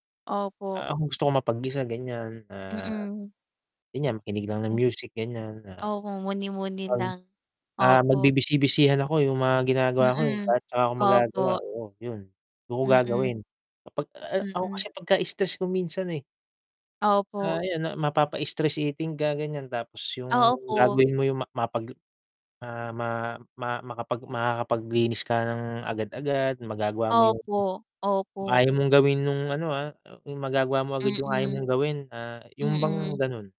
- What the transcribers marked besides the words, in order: mechanical hum; static; tapping; unintelligible speech
- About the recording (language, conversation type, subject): Filipino, unstructured, Anong libangan, sa tingin mo, ang nakakatanggal ng stress?